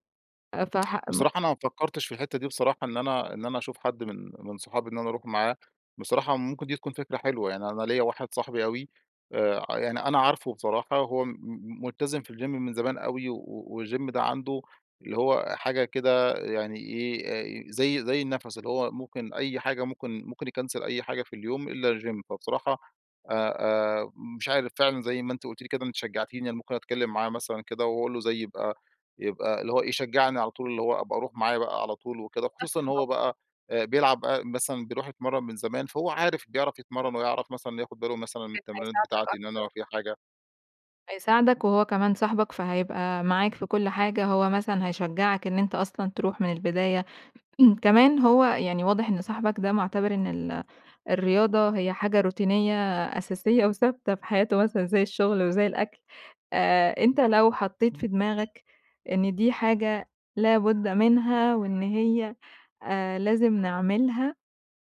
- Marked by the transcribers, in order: in English: "الGym"; in English: "والGym"; in English: "يكنسل"; in English: "الGym"; unintelligible speech; throat clearing; in English: "روتينية"; other background noise; background speech
- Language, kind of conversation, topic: Arabic, advice, إزاي أقدر ألتزم بممارسة الرياضة كل أسبوع؟